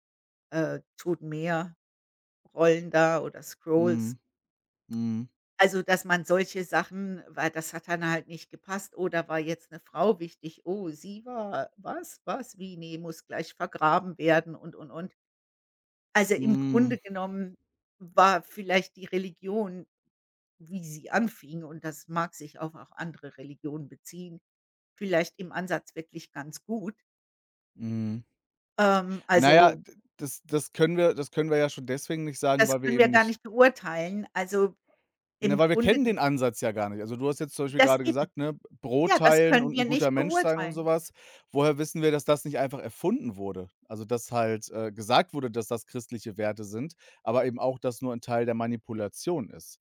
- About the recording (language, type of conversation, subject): German, unstructured, Findest du, dass Religion oft missbraucht wird?
- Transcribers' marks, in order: in English: "Scrolls"; other background noise